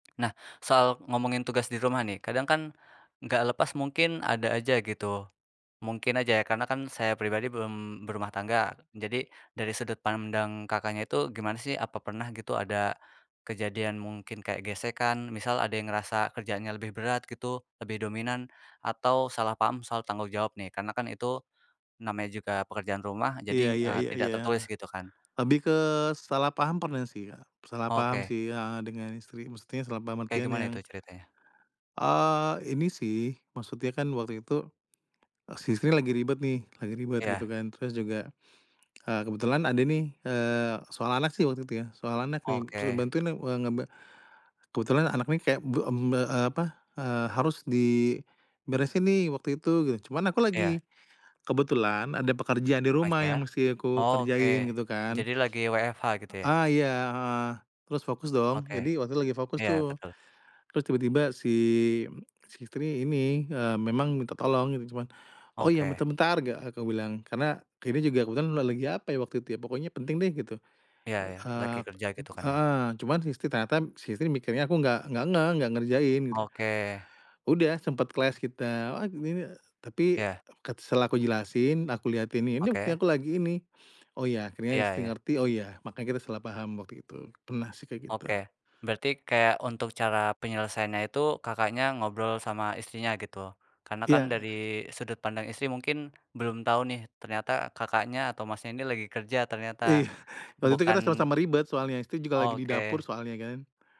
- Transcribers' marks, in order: "gitu" said as "geu"; "Pastinya" said as "paisya"; in English: "clash"; laughing while speaking: "Ih"
- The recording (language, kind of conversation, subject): Indonesian, podcast, Bagaimana cara kamu membagi tugas rumah tangga?